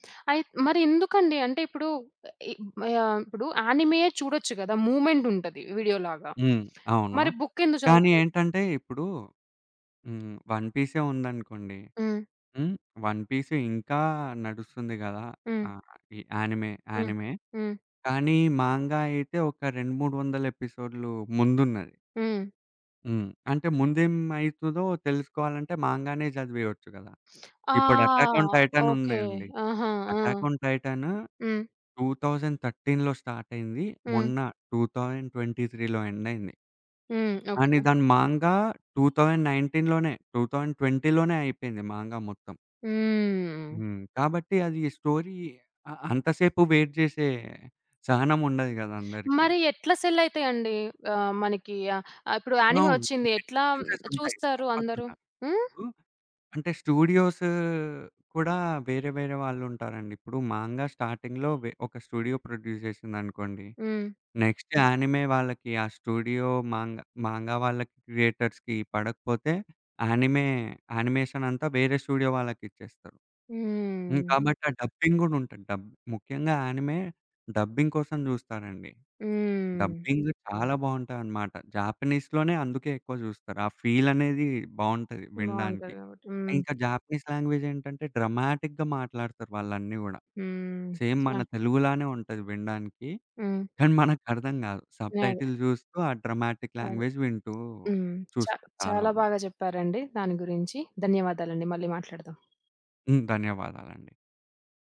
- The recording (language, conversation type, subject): Telugu, podcast, కామిక్స్ లేదా కార్టూన్‌లలో మీకు ఏది ఎక్కువగా నచ్చింది?
- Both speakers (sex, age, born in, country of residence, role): female, 25-29, India, India, host; male, 20-24, India, India, guest
- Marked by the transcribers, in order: in English: "యానిమియే"; tapping; in English: "వన్ పీస్"; in English: "యానిమే యానిమే"; in English: "మంగా"; in English: "ఎటాక్ ఆన్ టైటాన్"; other background noise; in English: "టూ థౌజండ్ థర్టీన్‌లో"; in English: "ట్వెంటీ ట్వెంటీ త్రీలో"; horn; in English: "'మాంగా' టూ థౌజండ్ నైన్టీన్ లోనే టూ థౌజండ్ ట్వెంటీ లోనే"; in English: "మాంగా"; drawn out: "హ్మ్"; in English: "స్టోరీ"; in English: "వేయిట్"; in English: "యానిమే"; in English: "ఎక్స్‌పీరియన్సెస్"; in English: "స్టూడియోస్"; in English: "'మాంగా' స్టార్టింగ్‌లో"; in English: "స్టూడియో ప్రొడ్యూస్"; in English: "నెక్స్ట్ యానిమే"; in English: "స్టూడియో 'మాంగ-' 'మాంగా'"; in English: "క్రియేటర్స్‌కి"; in English: "యానిమే యానిమేషన్"; in English: "స్టూడియో"; in English: "డబ్బింగ్"; in English: "యానిమే, డబ్బింగ్"; in English: "జాపనీస్‌లోనే"; in English: "జాపనీస్"; in English: "డ్రమాటిక్‌గా"; in English: "సేమ్"; in English: "సబ్‌టైటిల్"; in English: "డ్రమాటిక్ లాంగ్వేజ్"